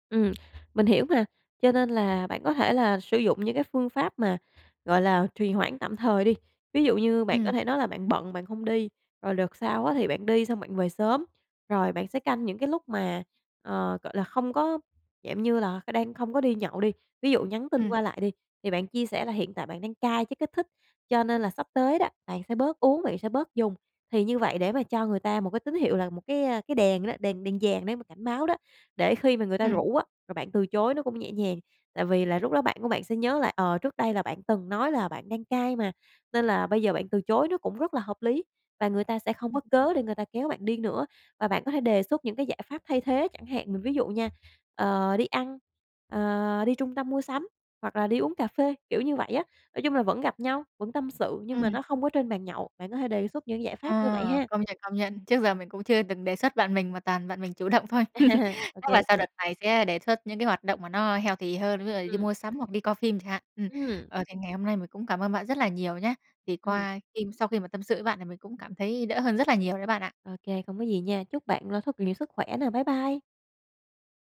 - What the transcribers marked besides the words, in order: other background noise; tapping; unintelligible speech; laugh; chuckle; in English: "healthy"; unintelligible speech
- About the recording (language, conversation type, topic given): Vietnamese, advice, Tôi có đang tái dùng rượu hoặc chất kích thích khi căng thẳng không, và tôi nên làm gì để kiểm soát điều này?